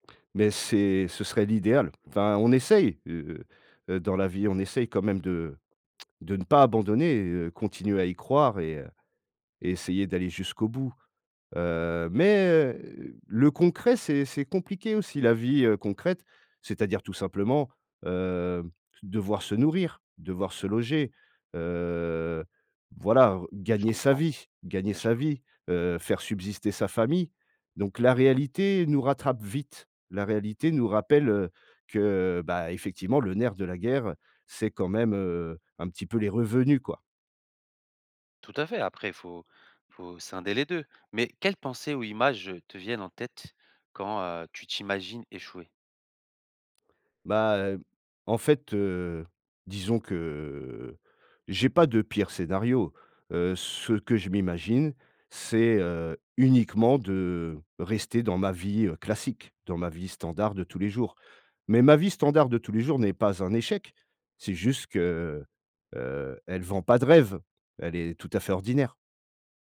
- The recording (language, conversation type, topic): French, advice, Comment dépasser la peur d’échouer qui m’empêche de lancer mon projet ?
- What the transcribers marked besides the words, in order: none